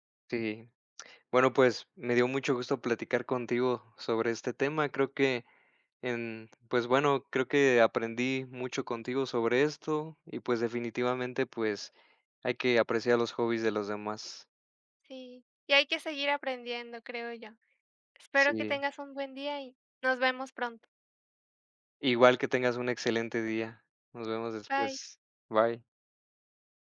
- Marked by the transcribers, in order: none
- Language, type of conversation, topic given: Spanish, unstructured, ¿Crees que algunos pasatiempos son una pérdida de tiempo?